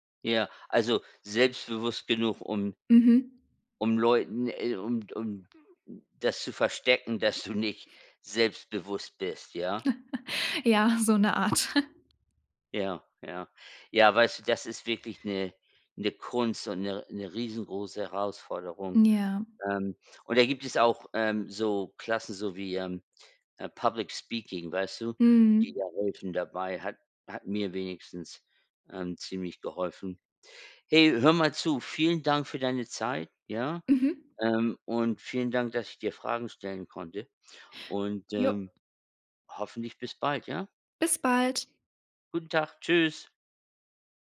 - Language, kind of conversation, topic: German, podcast, Was hilft dir, aus der Komfortzone rauszugehen?
- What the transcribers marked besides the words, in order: laugh; chuckle